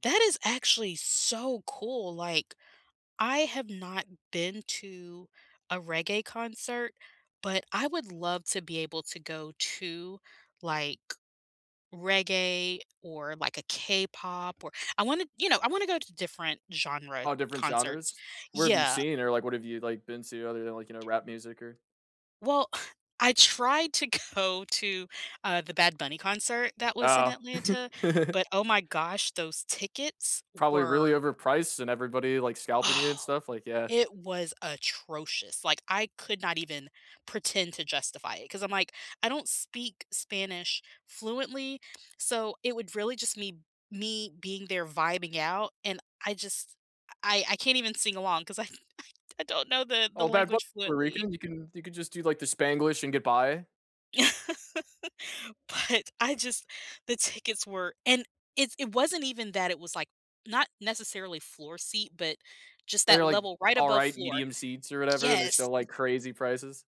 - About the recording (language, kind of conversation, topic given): English, unstructured, Which live concerts gave you goosebumps, and what made those moments unforgettable for you?
- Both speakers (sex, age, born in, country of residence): female, 40-44, United States, United States; male, 20-24, United States, United States
- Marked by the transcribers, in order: tapping; scoff; laughing while speaking: "go"; chuckle; other background noise; laughing while speaking: "I I"; laugh; laughing while speaking: "But"